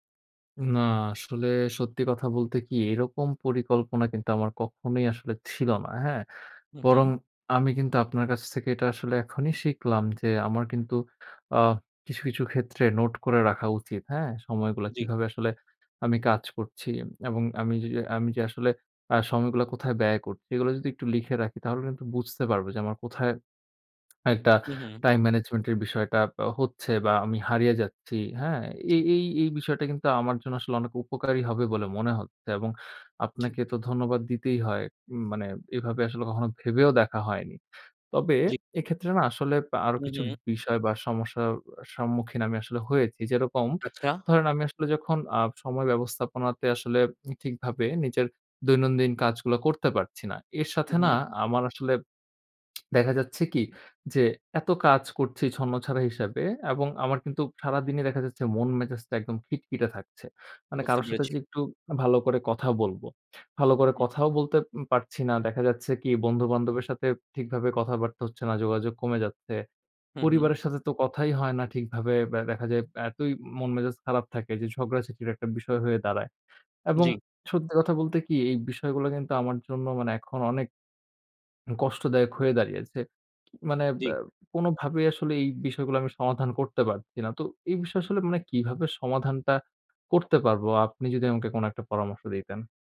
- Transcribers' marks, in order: tapping
- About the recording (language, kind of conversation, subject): Bengali, advice, সময় ব্যবস্থাপনায় আমি কেন বারবার তাল হারিয়ে ফেলি?